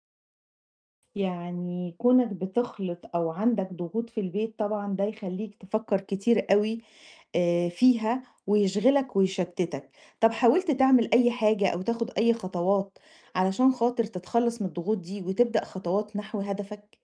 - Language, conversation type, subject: Arabic, advice, إزاي أرجّع دافعي لما تقدّمي يوقف؟
- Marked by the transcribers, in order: none